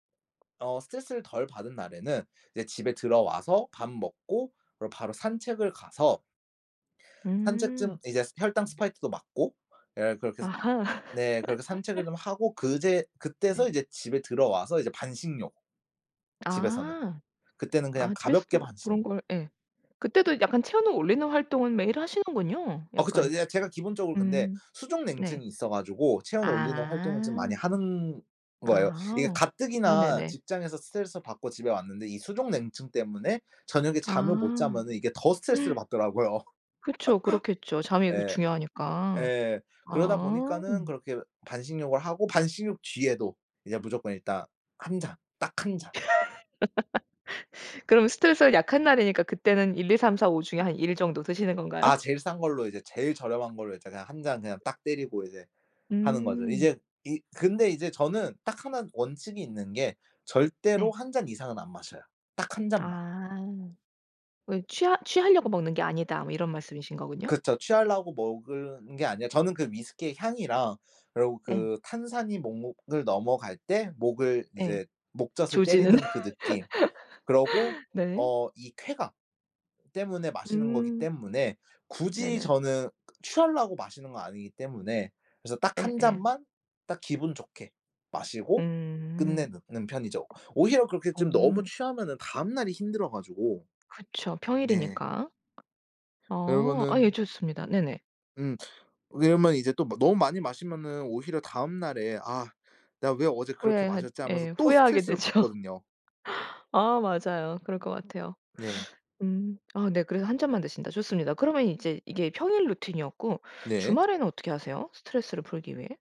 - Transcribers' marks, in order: other background noise; laugh; tapping; gasp; laugh; laugh; laughing while speaking: "건가요?"; laugh; unintelligible speech
- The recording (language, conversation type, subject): Korean, podcast, 스트레스를 풀 때 주로 무엇을 하시나요?